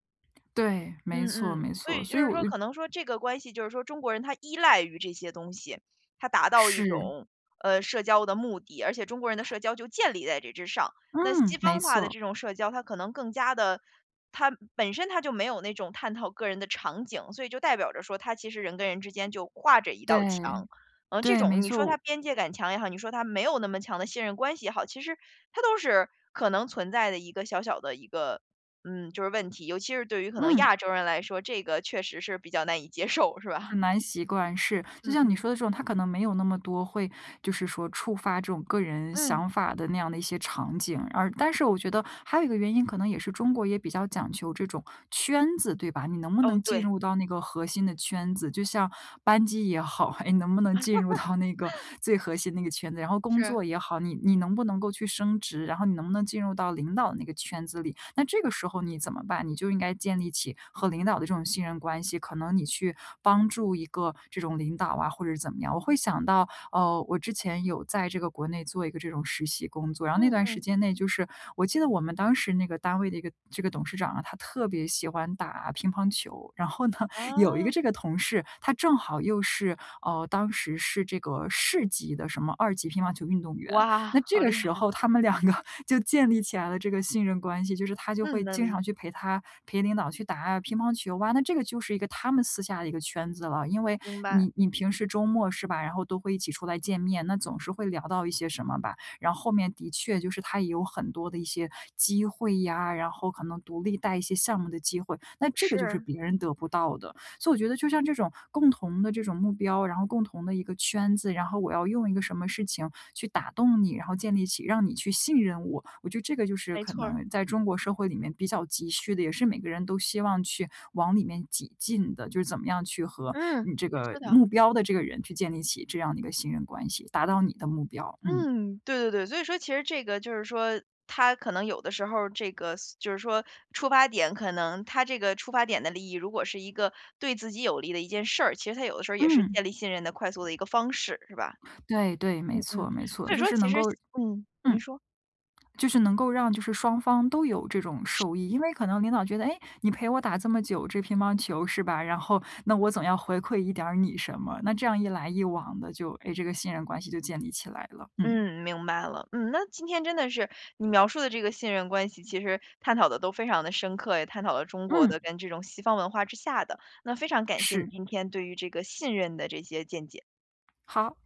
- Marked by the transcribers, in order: other background noise; stressed: "依赖"; other noise; laughing while speaking: "接受"; joyful: "是吧？"; chuckle; laughing while speaking: "到那个"; laugh; laughing while speaking: "然后呢"; joyful: "哇，好厉害"; laughing while speaking: "两 个"; joyful: "就建立起来了这个信任关系"; "这么" said as "zèn么"; joyful: "然后那我总要回馈一点儿你什么"; anticipating: "好"
- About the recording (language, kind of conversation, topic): Chinese, podcast, 什么行为最能快速建立信任？